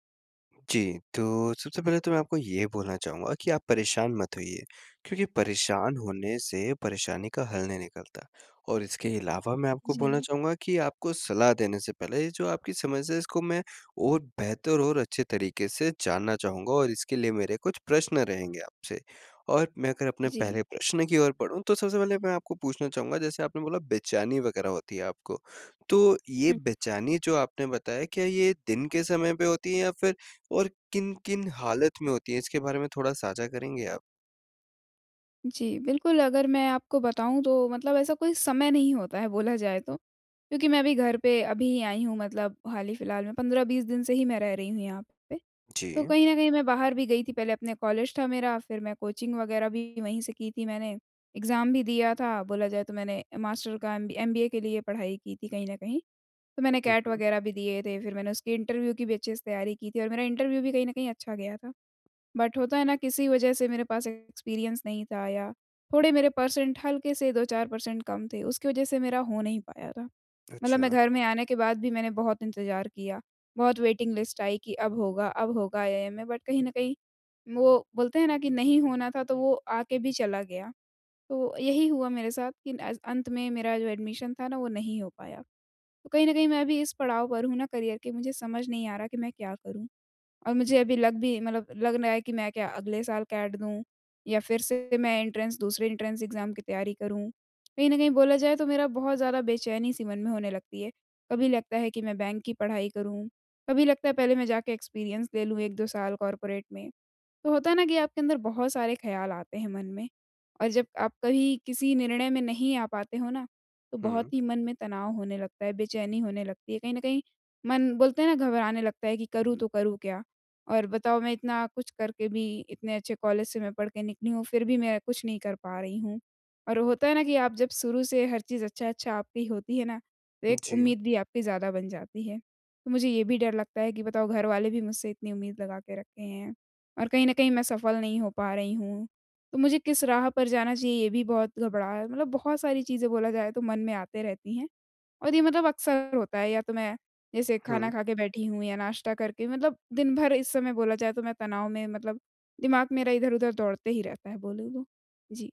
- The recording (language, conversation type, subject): Hindi, advice, घर पर आराम करते समय बेचैनी या घबराहट क्यों होती है?
- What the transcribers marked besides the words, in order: other background noise; tapping; in English: "कोचिंग"; in English: "एग्ज़ाम"; in English: "इंटरव्यू"; in English: "इंटरव्यू"; in English: "बट"; in English: "एक्सपीरियंस"; in English: "पर्सेंट"; in English: "पर्सेंट"; in English: "वेटिंग लिस्ट"; in English: "बट"; in English: "एडमिशन"; in English: "करियर"; in English: "एंट्रेंस"; in English: "एंट्रेंस एग्ज़ाम"; in English: "एक्सपीरियंस"; in English: "कॉर्पोरेट"